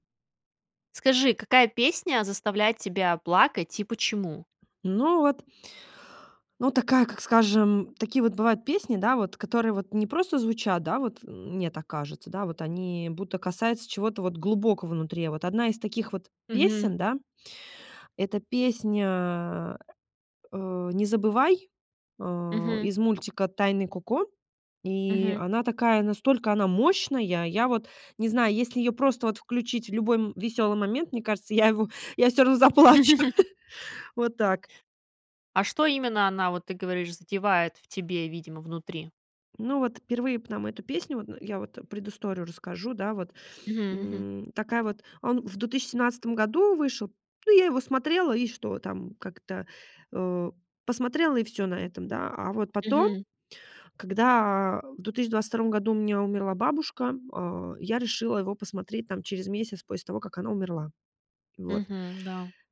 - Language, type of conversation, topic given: Russian, podcast, Какая песня заставляет тебя плакать и почему?
- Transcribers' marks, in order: tapping; laugh; laughing while speaking: "заплачу"